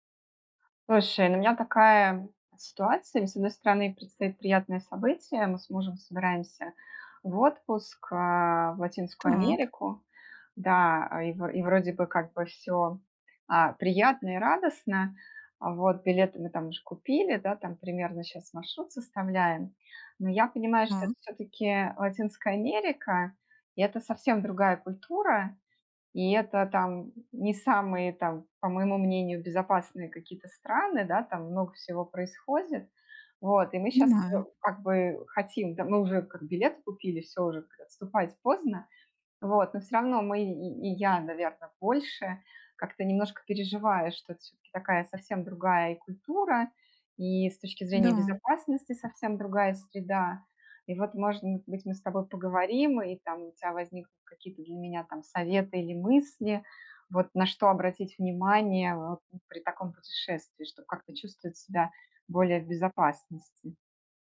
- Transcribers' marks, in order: tapping
- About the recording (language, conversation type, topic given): Russian, advice, Как оставаться в безопасности в незнакомой стране с другой культурой?